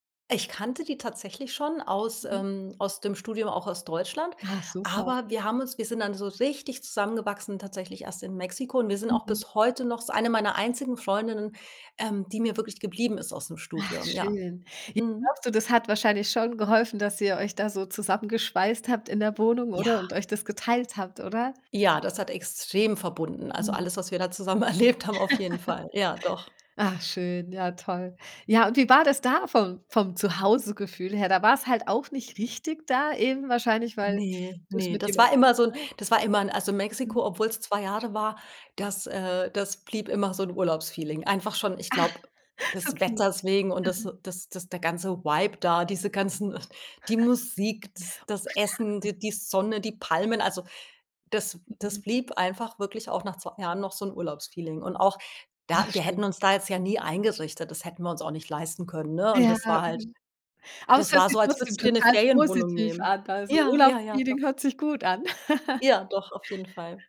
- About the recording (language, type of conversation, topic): German, podcast, Wann hast du dich zum ersten Mal wirklich zu Hause gefühlt?
- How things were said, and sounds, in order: laughing while speaking: "erlebt"; chuckle; unintelligible speech; chuckle; chuckle; chuckle